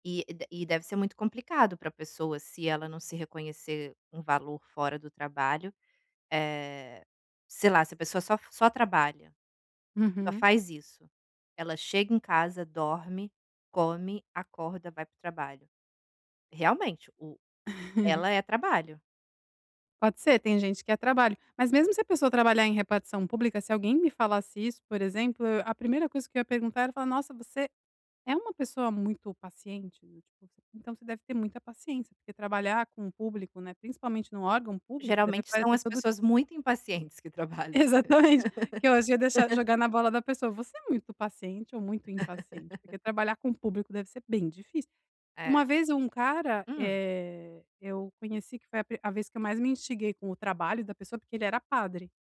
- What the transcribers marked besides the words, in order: chuckle; laugh; tapping; laugh
- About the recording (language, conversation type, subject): Portuguese, advice, Como posso reconhecer meu valor além do trabalho?